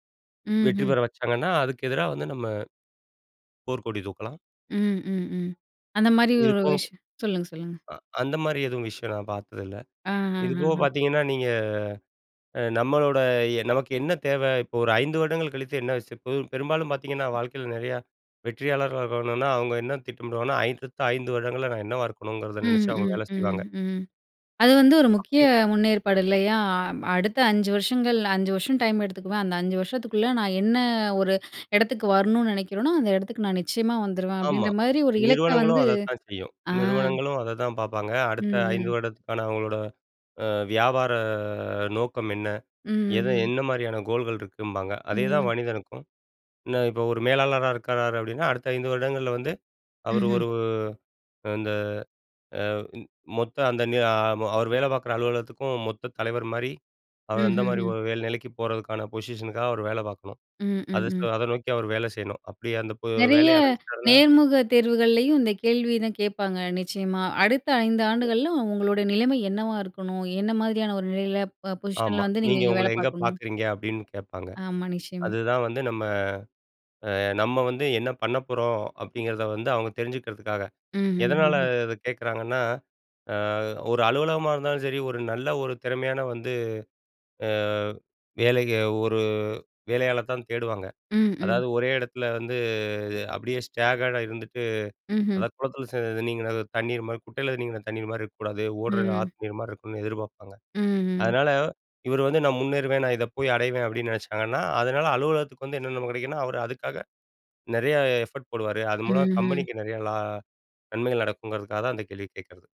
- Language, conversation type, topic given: Tamil, podcast, நீங்கள் வெற்றியை எப்படி வரையறுக்கிறீர்கள்?
- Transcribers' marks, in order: other background noise; unintelligible speech; unintelligible speech; "அடுத்த" said as "ஐய்தத்த"; drawn out: "வியாபார"; in English: "கோல்கள்"; "வேற" said as "வேல"; in English: "பொசிஷனுக்காக"; in English: "பொசிஷன்ல"; in English: "ஸ்டேகாடா"; unintelligible speech; in English: "எஃபர்ட்"